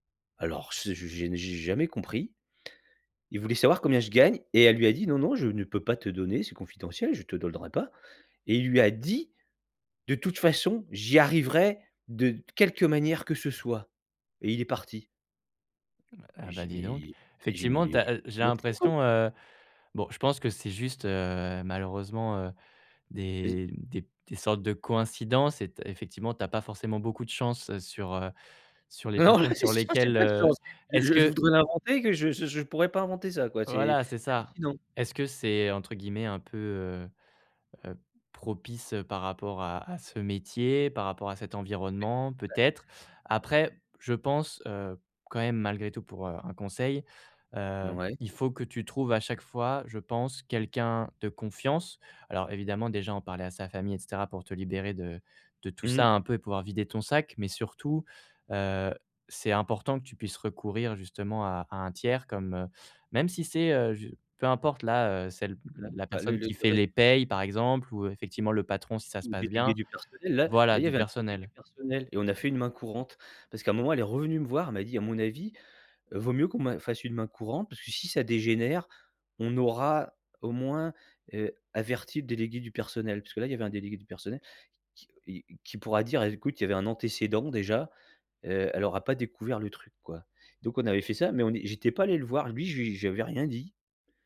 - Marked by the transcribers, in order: stressed: "dit"; chuckle; unintelligible speech; tapping
- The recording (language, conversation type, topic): French, advice, Comment gérer un collègue qui mine mon travail ?